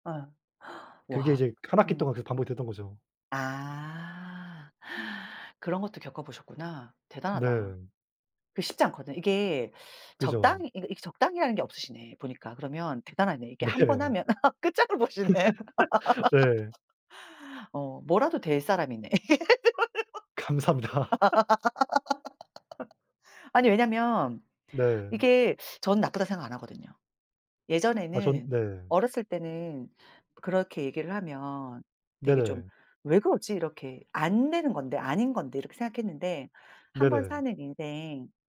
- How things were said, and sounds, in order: gasp; other background noise; laughing while speaking: "네"; laugh; laughing while speaking: "끝장을 보시네"; laugh; laughing while speaking: "감사합니다"; laugh
- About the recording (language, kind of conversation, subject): Korean, unstructured, 취미 때문에 가족과 다툰 적이 있나요?